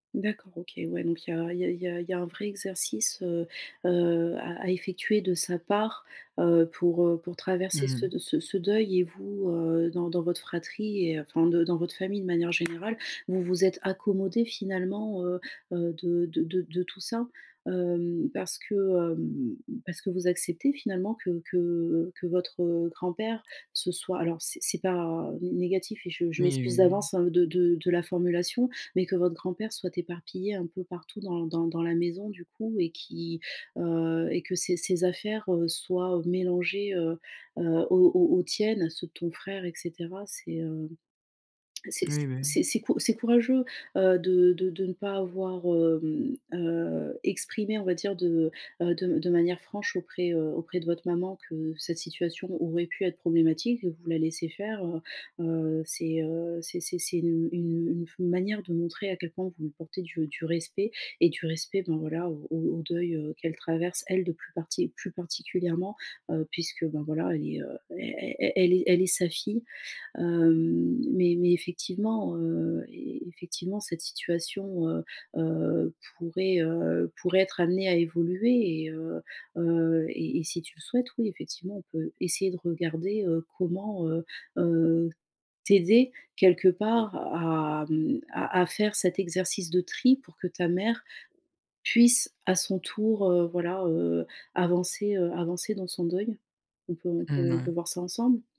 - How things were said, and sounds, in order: tapping; other background noise
- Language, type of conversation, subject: French, advice, Comment trier et prioriser mes biens personnels efficacement ?